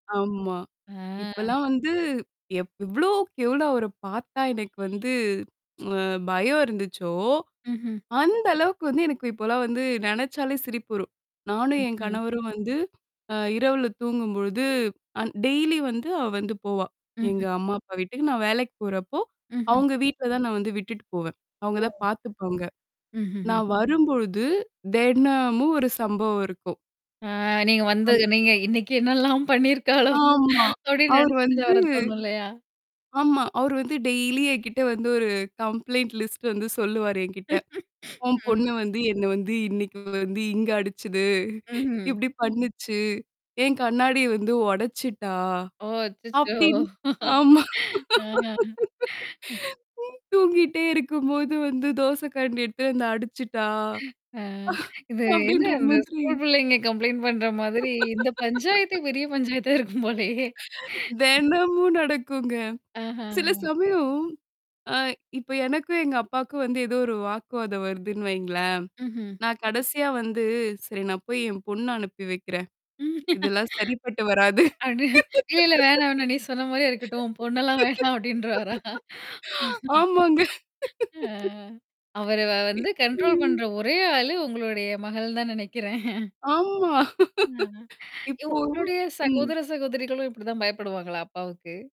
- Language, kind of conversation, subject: Tamil, podcast, அந்த நபரை நினைத்து இன்னும் சிரிப்பு வரும் ஒரு தருணத்தை சொல்ல முடியுமா?
- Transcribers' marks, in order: drawn out: "ஆ"; static; horn; other background noise; in English: "டெய்லி"; distorted speech; drawn out: "தெனமும்"; unintelligible speech; laughing while speaking: "இன்னைக்கு என்னெல்லாம் பண்ணியிருக்காளோ? அப்பிடின்னு நினச்சுட்டு தான் வர தோணும் இல்லயா!"; drawn out: "ஆமா"; in English: "டெய்லி"; in English: "கம்ப்ளைட் லிஸ்ட்"; other noise; laugh; chuckle; laugh; laughing while speaking: "தூங்கிட்டே இருக்கும்போது வந்து தோசை கரண்டி எடுத்துட்டு வந்து அடிச்சுட்டா! அப்பிடின்ற மாதிரி"; laugh; background speech; chuckle; in English: "ஸ்கூல்"; in English: "கம்ப்ளைண்ட்"; laugh; laughing while speaking: "இருக்கும் போலயே!"; mechanical hum; laugh; laughing while speaking: "வேணாம் அப்பிடின்றுவாரா?"; laugh; laughing while speaking: "ஆமாங்க"; chuckle; tapping; laugh; in English: "கண்ட்ரோல்"; laugh; chuckle; laugh